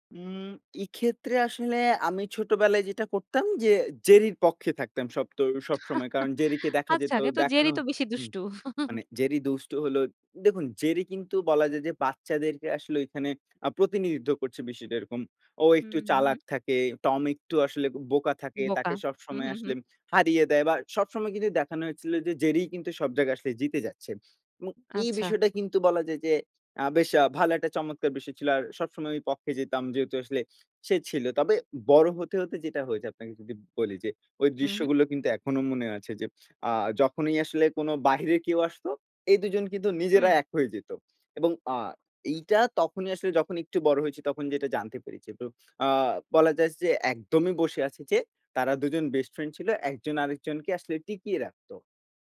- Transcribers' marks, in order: chuckle; chuckle; tapping
- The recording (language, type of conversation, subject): Bengali, podcast, ছোটবেলায় কোন টিভি অনুষ্ঠান তোমাকে ভীষণভাবে মগ্ন করে রাখত?